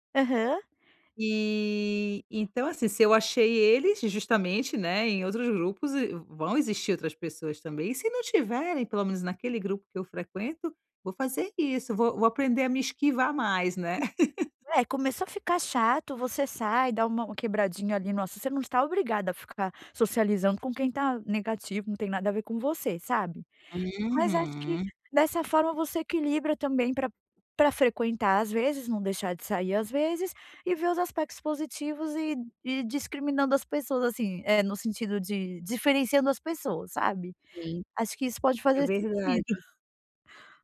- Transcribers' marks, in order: tapping; laugh; laugh
- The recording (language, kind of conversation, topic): Portuguese, advice, Como posso melhorar minha habilidade de conversar e me enturmar em festas?